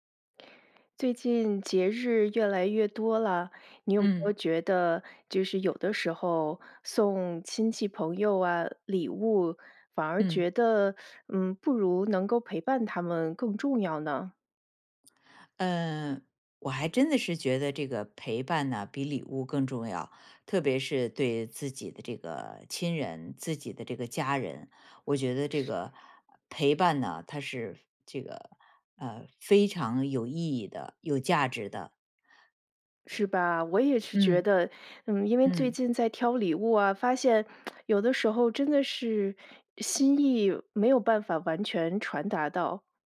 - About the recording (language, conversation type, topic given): Chinese, podcast, 你觉得陪伴比礼物更重要吗？
- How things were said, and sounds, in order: teeth sucking; other noise; lip smack